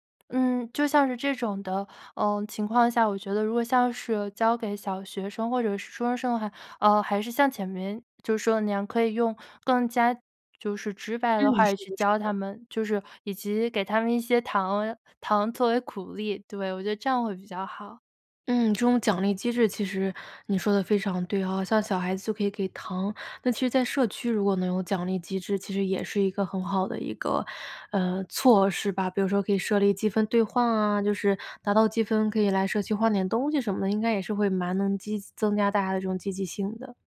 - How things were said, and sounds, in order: other background noise; "鼓励" said as "苦力"
- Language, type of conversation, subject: Chinese, podcast, 你家是怎么做垃圾分类的？